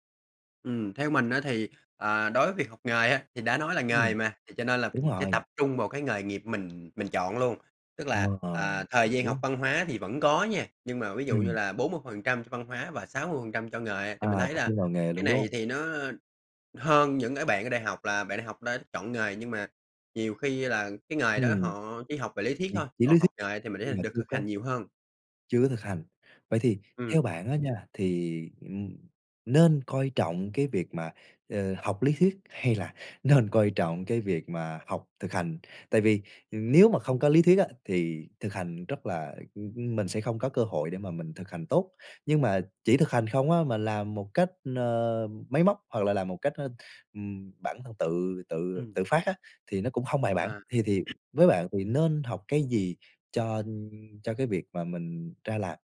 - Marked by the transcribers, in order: tapping; unintelligible speech; unintelligible speech; laughing while speaking: "nên"; throat clearing
- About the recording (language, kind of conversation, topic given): Vietnamese, podcast, Học nghề có nên được coi trọng như học đại học không?